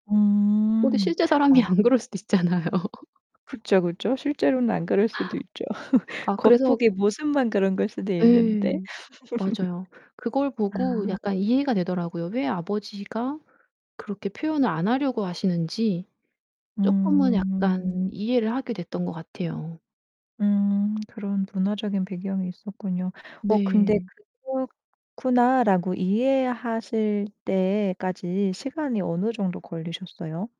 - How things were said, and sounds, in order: laughing while speaking: "안 그럴 수도 있잖아요"; laugh; tapping; laugh; laugh; distorted speech; other background noise
- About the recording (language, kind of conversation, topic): Korean, podcast, 감정 표현이 서투른 가족과 친밀감을 쌓으려면 어떻게 해야 하나요?